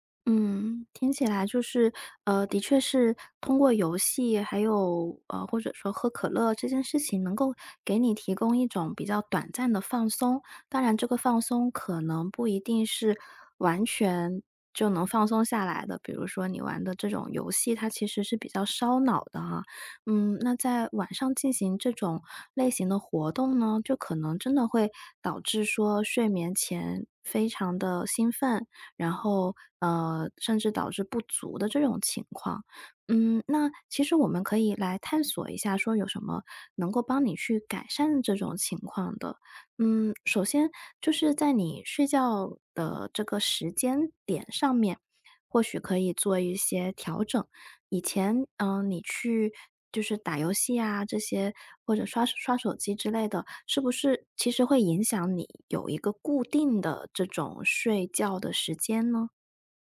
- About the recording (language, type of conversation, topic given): Chinese, advice, 夜里反复胡思乱想、无法入睡怎么办？
- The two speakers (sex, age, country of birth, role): female, 25-29, China, user; female, 30-34, China, advisor
- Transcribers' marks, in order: tapping